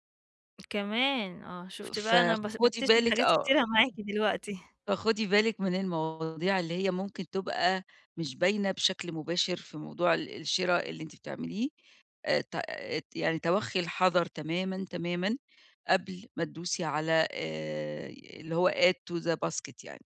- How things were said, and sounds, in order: in English: "add to the basket"
- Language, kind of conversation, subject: Arabic, advice, إزاي أتعامل مع الإحباط اللي بحسه وأنا بتسوّق على الإنترنت؟
- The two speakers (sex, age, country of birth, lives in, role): female, 40-44, Egypt, Portugal, user; female, 55-59, Egypt, Egypt, advisor